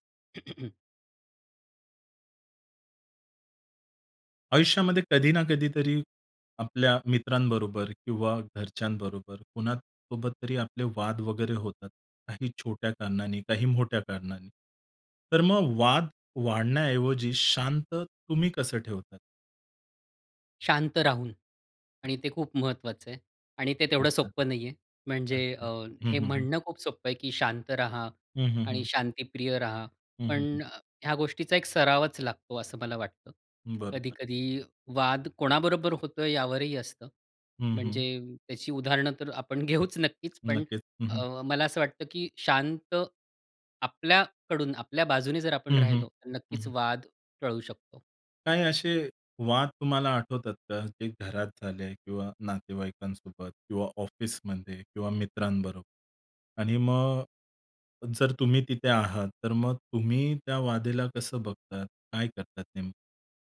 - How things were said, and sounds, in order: throat clearing; other background noise; tapping; laughing while speaking: "घेऊच"
- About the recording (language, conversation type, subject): Marathi, podcast, वाद वाढू न देता आपण स्वतःला शांत कसे ठेवता?